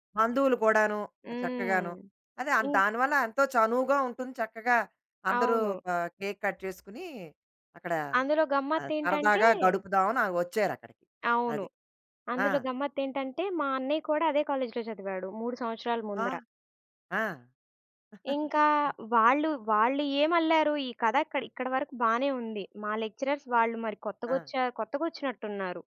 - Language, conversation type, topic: Telugu, podcast, సరదాగా చేసిన వ్యంగ్యం బాధగా మారిన అనుభవాన్ని మీరు చెప్పగలరా?
- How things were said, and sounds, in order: other background noise; in English: "కట్"; chuckle; in English: "లెక్చరర్స్"